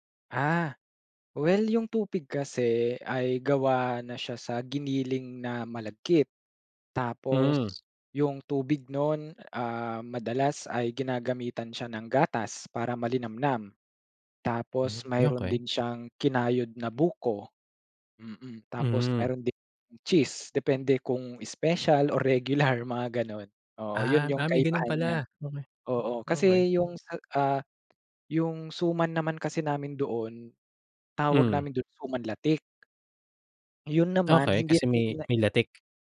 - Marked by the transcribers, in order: laughing while speaking: "regular"; wind
- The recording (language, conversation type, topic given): Filipino, podcast, Anong lokal na pagkain ang hindi mo malilimutan, at bakit?